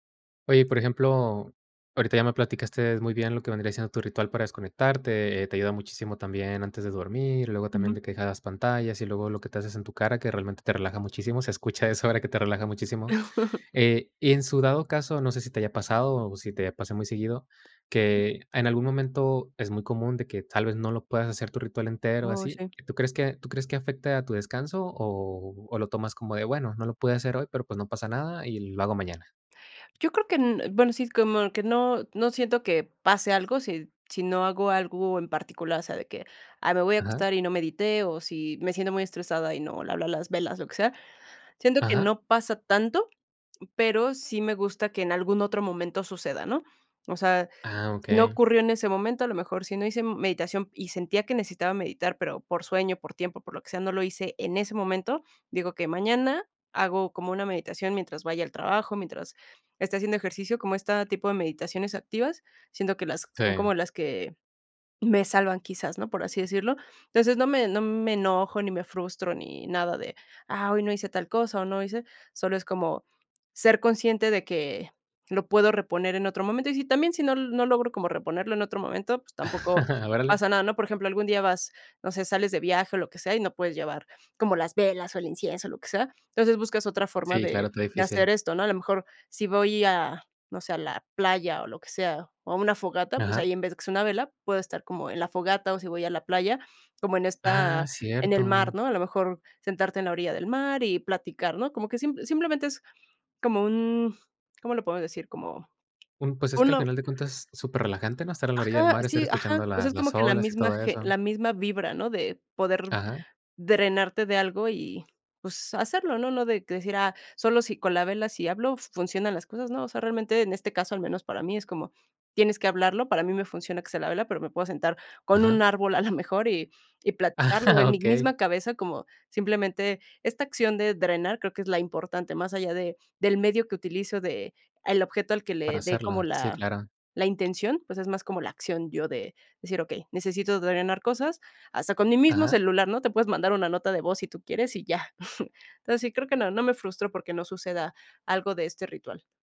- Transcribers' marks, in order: laughing while speaking: "se escucha eso"; laugh; other background noise; other noise; laugh; chuckle; laugh; chuckle
- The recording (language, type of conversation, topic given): Spanish, podcast, ¿Tienes algún ritual para desconectar antes de dormir?